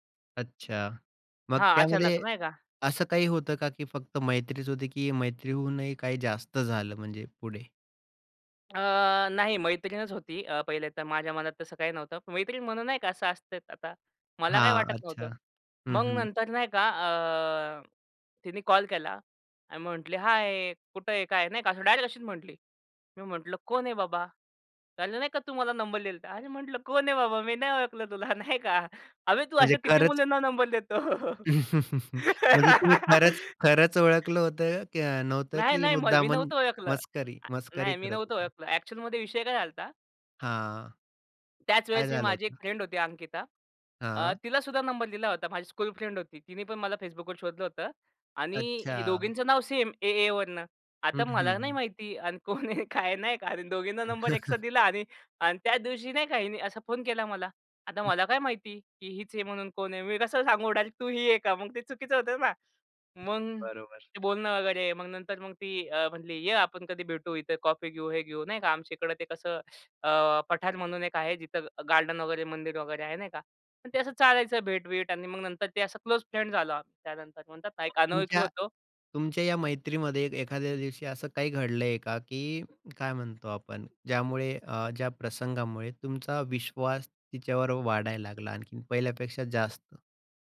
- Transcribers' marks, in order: chuckle; laughing while speaking: "देतो?"; giggle; in English: "फ्रेंड"; in English: "स्कूल फ्रेंड"; laughing while speaking: "कोण आहे? काय आहे?"; chuckle; tapping; in English: "क्लोज फ्रेंड"
- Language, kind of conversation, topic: Marathi, podcast, एखाद्या अजनबीशी तुमची मैत्री कशी झाली?